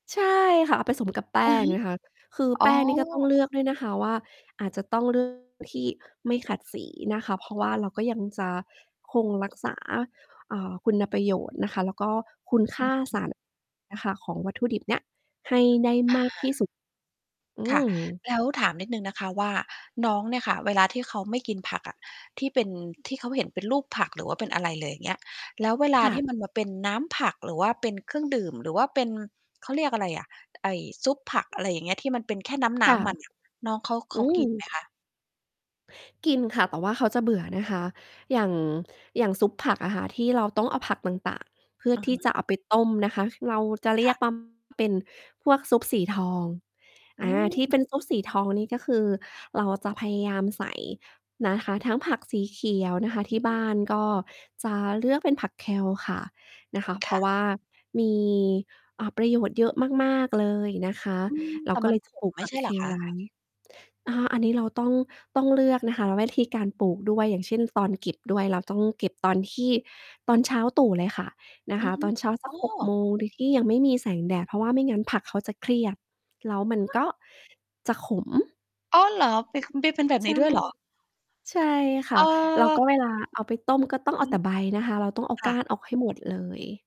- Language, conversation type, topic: Thai, podcast, ควรแนะนำอย่างไรให้เด็กๆ ยอมกินผักมากขึ้น?
- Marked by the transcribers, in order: distorted speech; mechanical hum; "วิธี" said as "แวะธี"